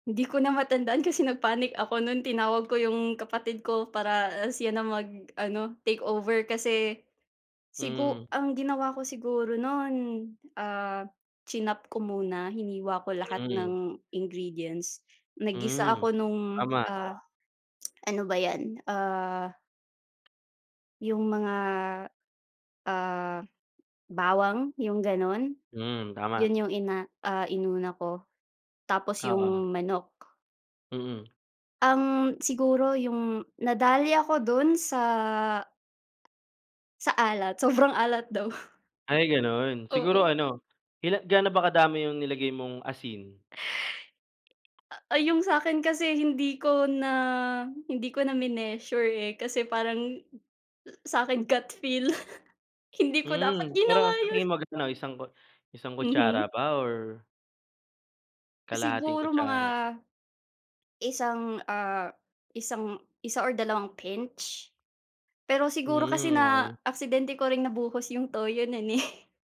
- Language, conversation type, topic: Filipino, unstructured, Ano ang pinakamahalagang dapat tandaan kapag nagluluto?
- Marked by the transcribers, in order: tongue click; chuckle; chuckle